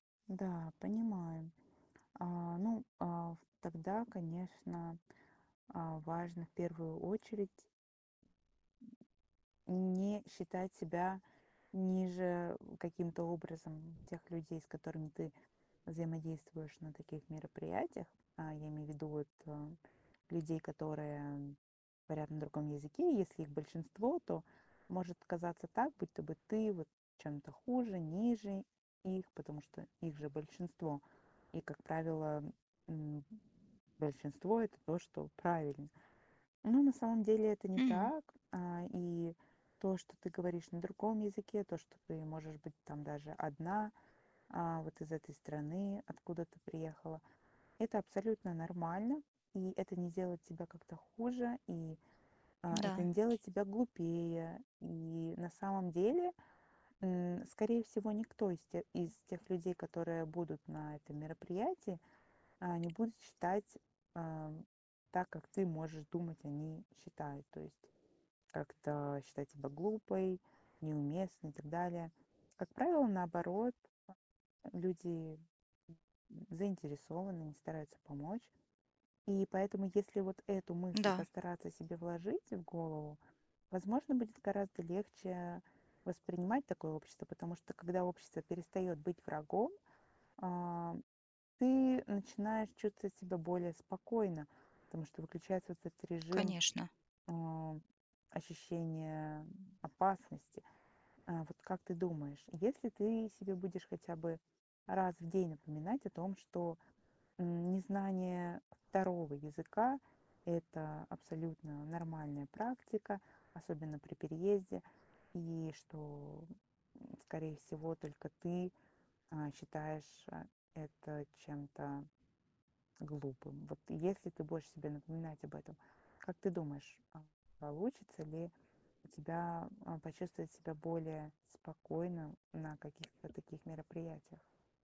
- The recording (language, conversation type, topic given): Russian, advice, Как перестать чувствовать себя неловко на вечеринках и легче общаться с людьми?
- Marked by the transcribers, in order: grunt; tapping; other background noise